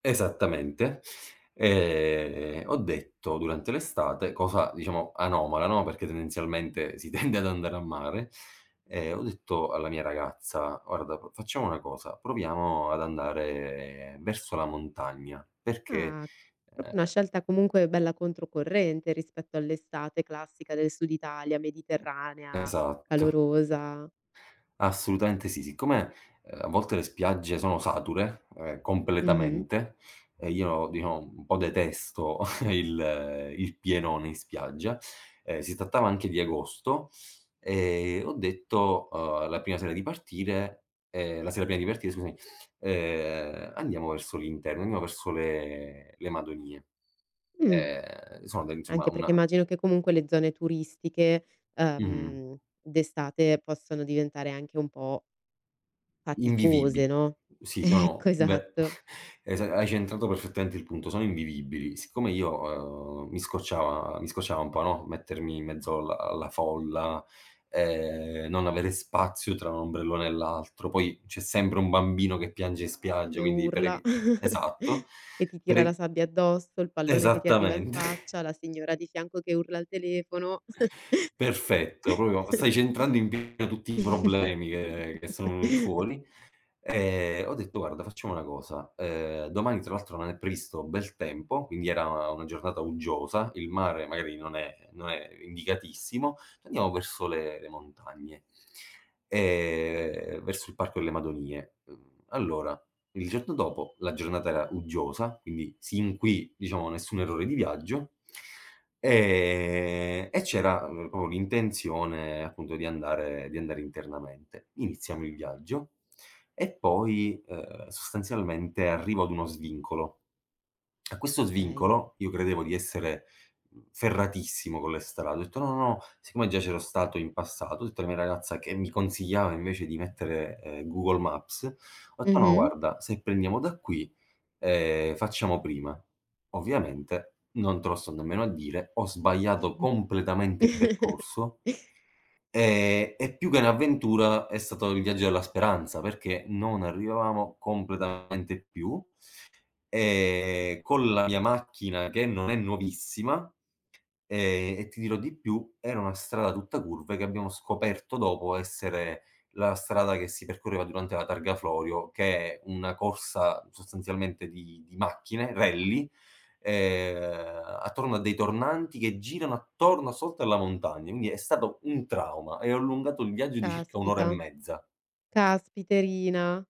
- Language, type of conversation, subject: Italian, podcast, Puoi raccontarmi di un errore di viaggio che si è trasformato in un’avventura?
- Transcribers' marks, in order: laughing while speaking: "tende"; "proprio" said as "propio"; other background noise; tapping; chuckle; laughing while speaking: "ecco"; chuckle; chuckle; laughing while speaking: "esattamente"; laugh; tsk; "Okay" said as "kay"; chuckle